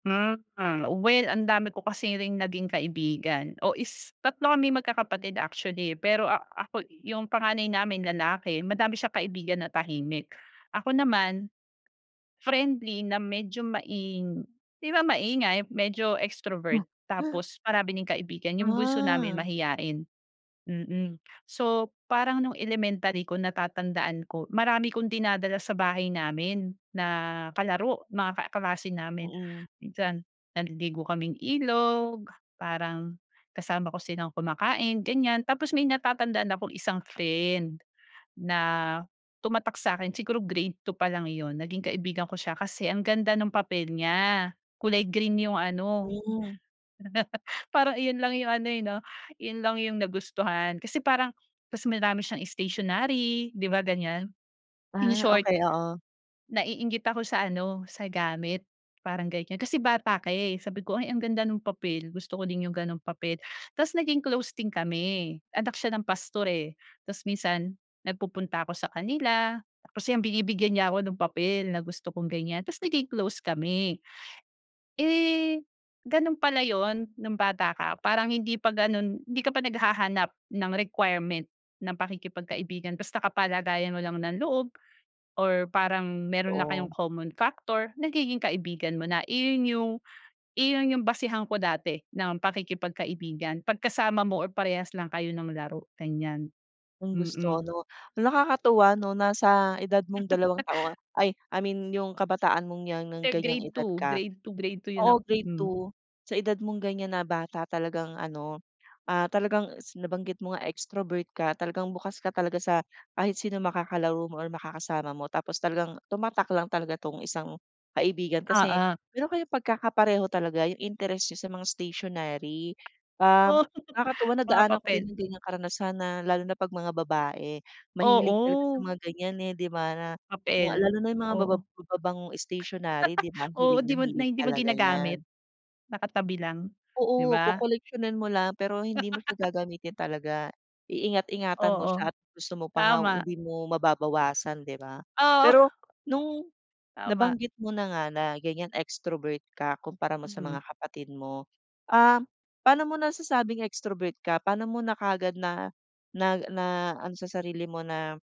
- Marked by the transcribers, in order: in English: "extrovert"; other noise; drawn out: "Ah"; tapping; chuckle; in English: "common factor"; laugh; in English: "extrovert"; laughing while speaking: "Oo"; other background noise; laugh; laugh; laughing while speaking: "Oo"; in English: "extrovert"; in English: "extrovert"
- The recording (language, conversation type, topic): Filipino, podcast, Ano ang natutunan mo tungkol sa pagpili ng tunay na kaibigan?